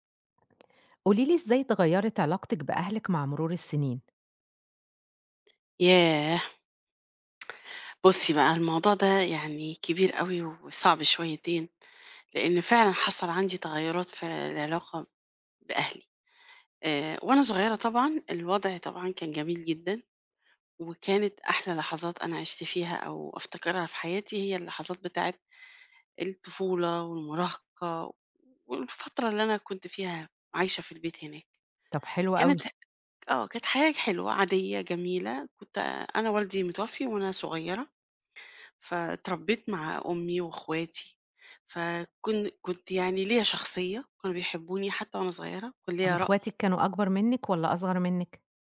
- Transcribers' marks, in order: none
- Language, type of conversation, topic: Arabic, podcast, إزاي اتغيّرت علاقتك بأهلك مع مرور السنين؟